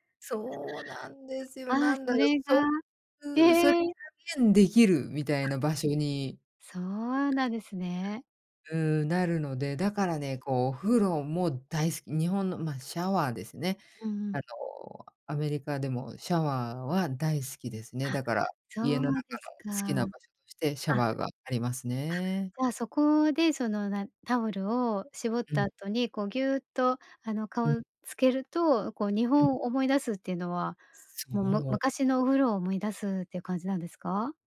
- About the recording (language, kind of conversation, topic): Japanese, podcast, 家の中で一番居心地のいい場所はどこですか？
- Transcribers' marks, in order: other noise